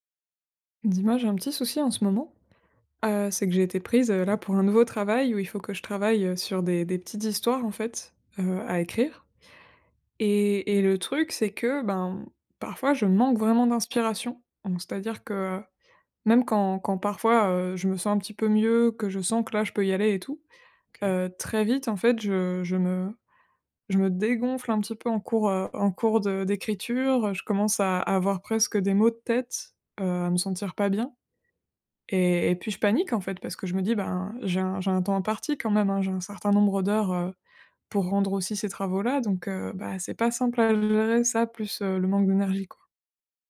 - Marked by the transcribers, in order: none
- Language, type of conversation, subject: French, advice, Comment la fatigue et le manque d’énergie sabotent-ils votre élan créatif régulier ?